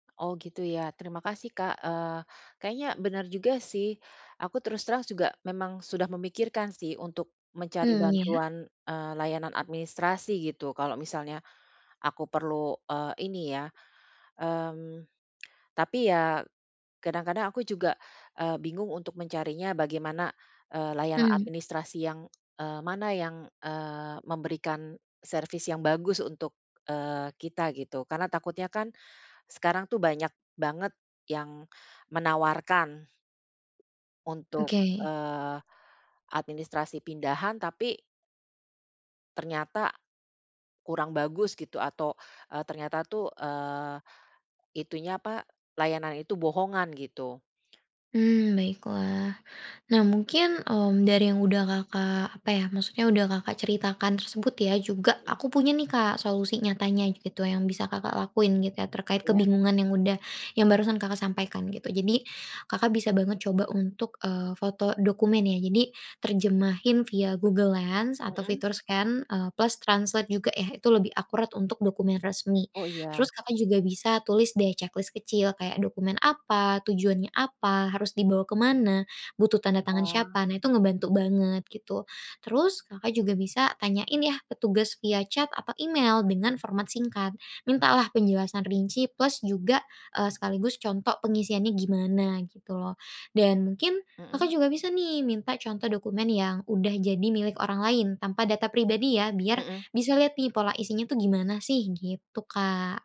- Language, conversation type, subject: Indonesian, advice, Apa saja masalah administrasi dan dokumen kepindahan yang membuat Anda bingung?
- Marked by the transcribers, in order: other background noise; tongue click; tapping; in English: "scan"; in English: "translate"; in English: "checklist"; in English: "chat"